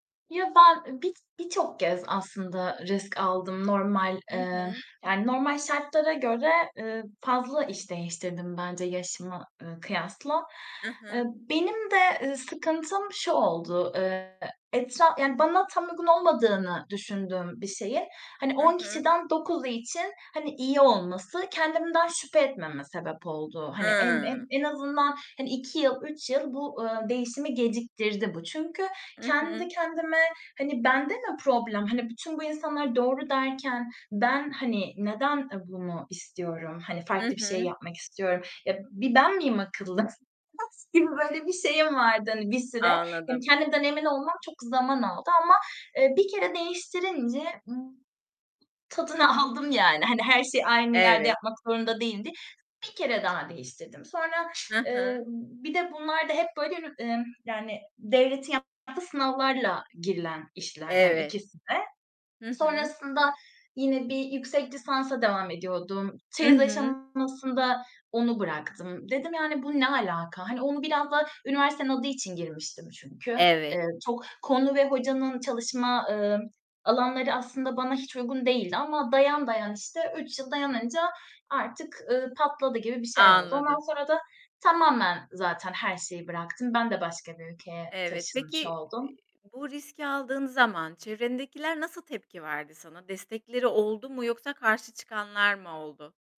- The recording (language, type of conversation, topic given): Turkish, unstructured, İş hayatında aldığınız en büyük risk neydi?
- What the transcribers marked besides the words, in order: distorted speech; unintelligible speech; laughing while speaking: "aldım"; other background noise; other noise